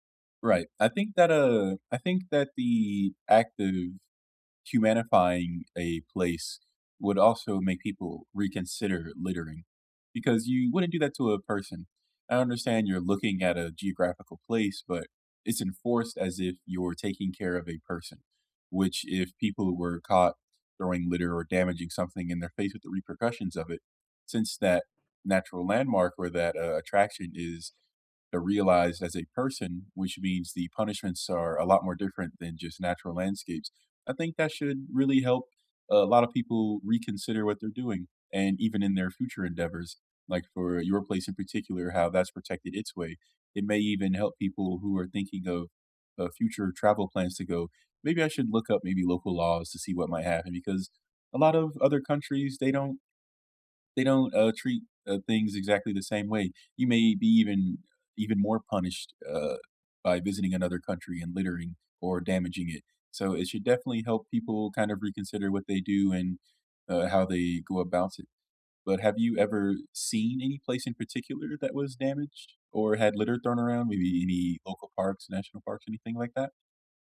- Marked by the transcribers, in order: tapping; other background noise
- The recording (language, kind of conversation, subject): English, unstructured, What do you think about tourists who litter or damage places?
- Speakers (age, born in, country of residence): 25-29, United States, United States; 30-34, United States, United States